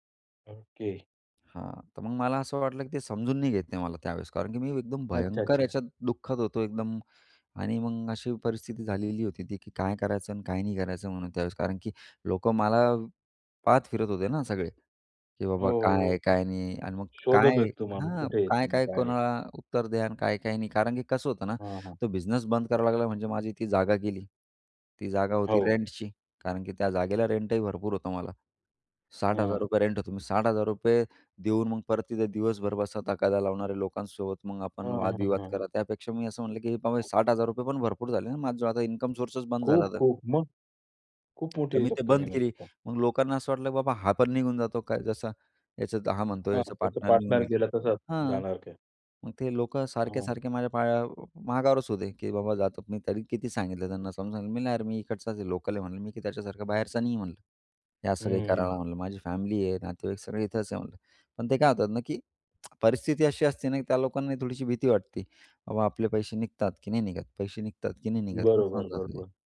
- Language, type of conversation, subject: Marathi, podcast, कुटुंबाशी झालेल्या संघर्षातून तुम्ही कोणता धडा घेतला?
- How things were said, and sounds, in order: other background noise; tapping; unintelligible speech; tsk